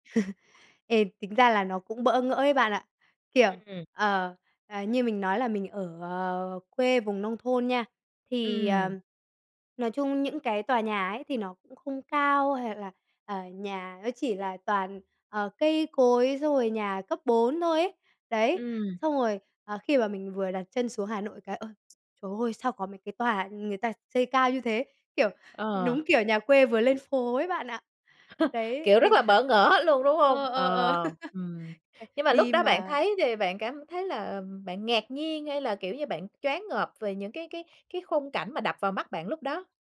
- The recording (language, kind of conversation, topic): Vietnamese, podcast, Bạn đã lần đầu phải thích nghi với văn hoá ở nơi mới như thế nào?
- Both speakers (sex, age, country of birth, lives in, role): female, 35-39, Vietnam, Germany, host; male, 20-24, Vietnam, Vietnam, guest
- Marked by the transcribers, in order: laugh; tapping; laugh; laughing while speaking: "ngỡ"; laughing while speaking: "cảm giác"; laugh